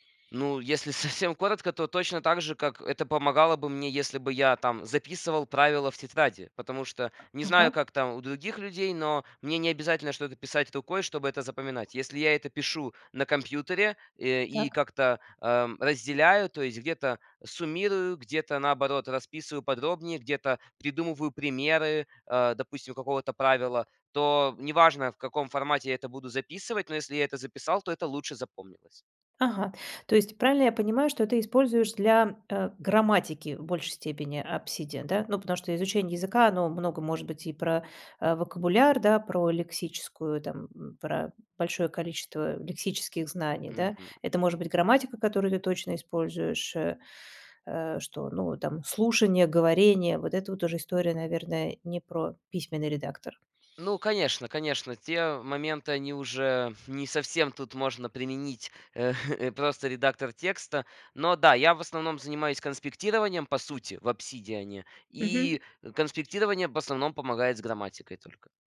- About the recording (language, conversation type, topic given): Russian, podcast, Как вы формируете личную библиотеку полезных материалов?
- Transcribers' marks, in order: laughing while speaking: "совсем коротко"; tapping; chuckle